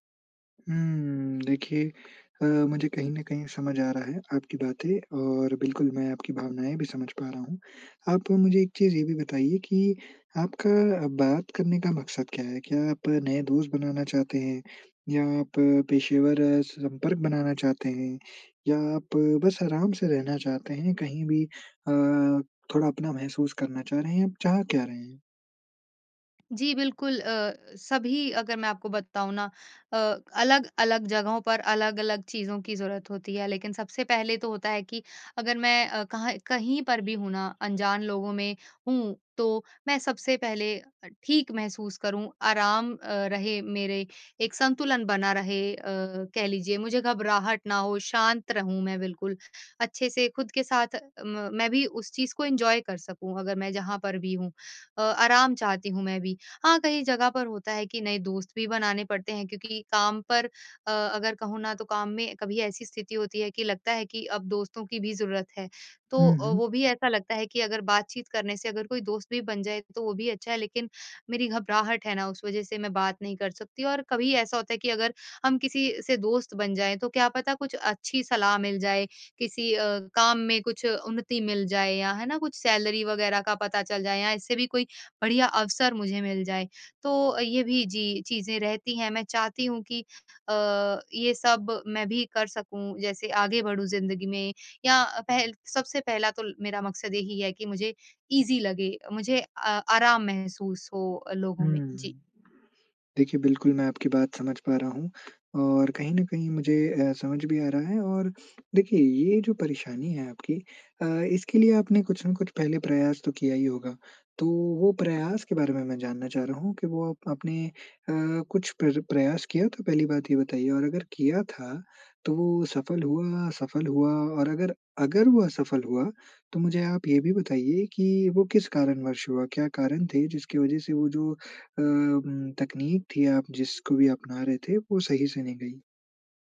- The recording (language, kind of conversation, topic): Hindi, advice, आपको अजनबियों के साथ छोटी बातचीत करना क्यों कठिन लगता है?
- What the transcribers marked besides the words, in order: in English: "एन्जॉय"; in English: "सैलरी"; in English: "इज़ी"; other background noise